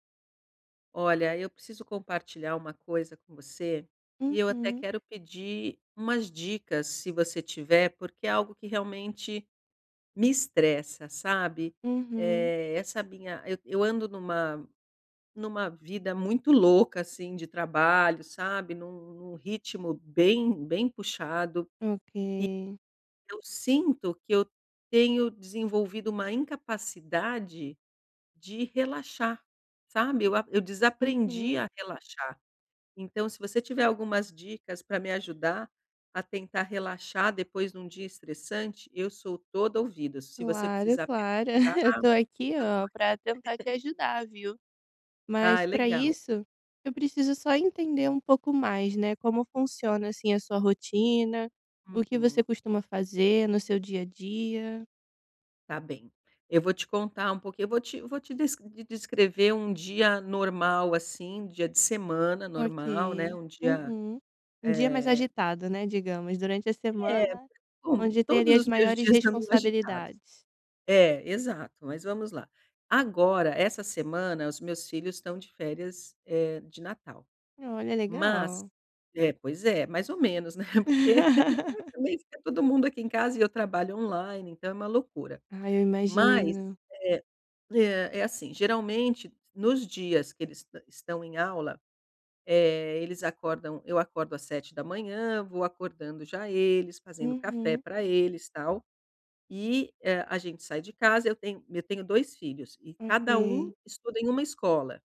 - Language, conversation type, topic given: Portuguese, advice, Por que não consigo relaxar depois de um dia estressante?
- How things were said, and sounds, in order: tapping; "de um" said as "dum"; laugh; laugh; laugh; laughing while speaking: "né porque"; laugh